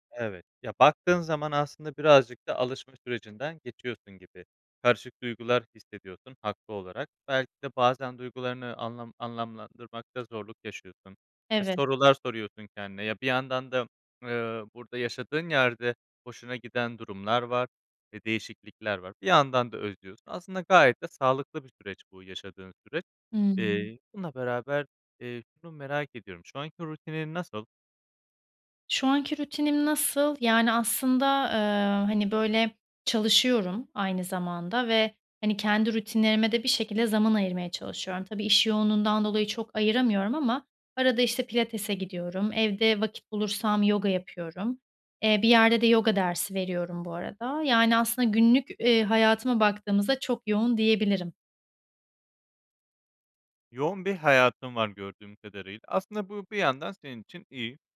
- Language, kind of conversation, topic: Turkish, advice, Büyük bir hayat değişikliğinden sonra kimliğini yeniden tanımlamakta neden zorlanıyorsun?
- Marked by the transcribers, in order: tapping